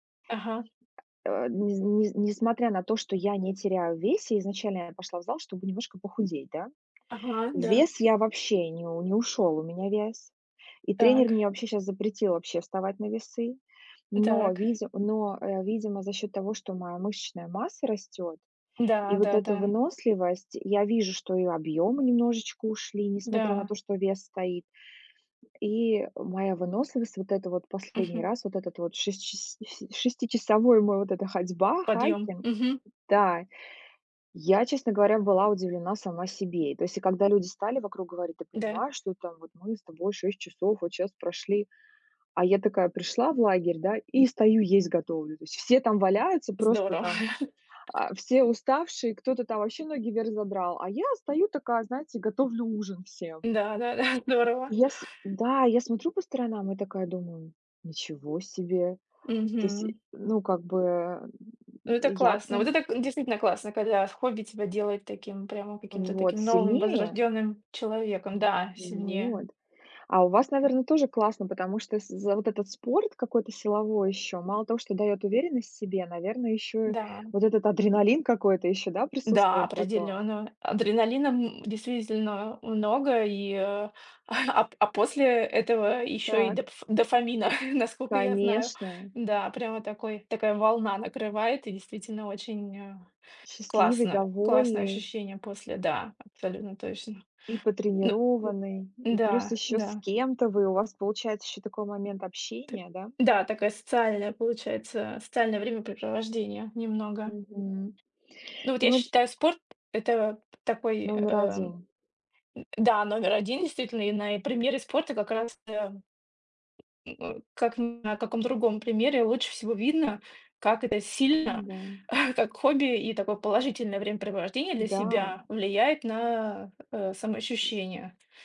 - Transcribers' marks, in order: tapping; chuckle; chuckle; grunt; other background noise; grunt
- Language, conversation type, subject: Russian, unstructured, Как хобби помогает тебе справляться со стрессом?
- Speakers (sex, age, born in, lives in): female, 35-39, Russia, Germany; female, 40-44, Russia, United States